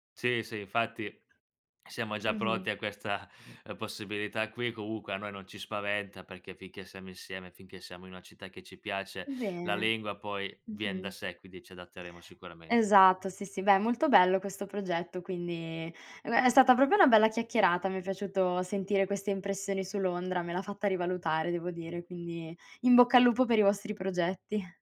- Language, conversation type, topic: Italian, podcast, C’è stato un viaggio che ti ha cambiato la prospettiva?
- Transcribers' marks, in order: swallow; "proprio" said as "propo"